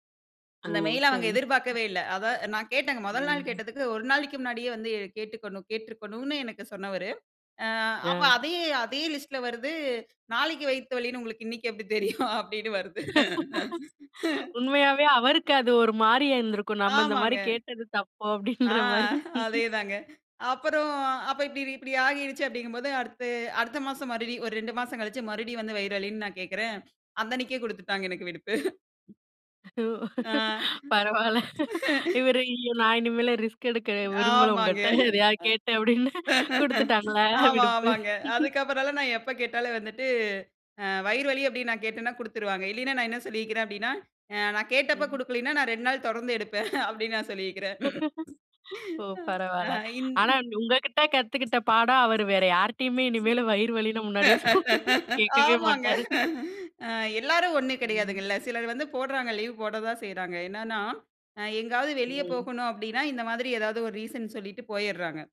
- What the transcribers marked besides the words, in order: in English: "மெயில"; laughing while speaking: "வலின்னு உங்களுக்கு இன்னக்கி எப்பிடி தெரியும்? அப்பிடின்னு வருது"; laugh; laughing while speaking: "தப்பு அப்பிடின்றமாரி"; tapping; laughing while speaking: "ஒ, பரவால்ல. இவரு ஐயோ! நான் … அப்பிடின்னு கொடுத்துட்டாங்களா! விடுப்பு"; laugh; laugh; laugh; laugh; laughing while speaking: "யார்கிட்டயுமே இனிமேலு வயிறு வலின்னு முன்னாடியே சொன் கேட்கவே மாட்டாரு. ம்"; laugh
- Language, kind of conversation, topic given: Tamil, podcast, பணிமேலாளர் கடுமையாக விமர்சித்தால் நீங்கள் எப்படி பதிலளிப்பீர்கள்?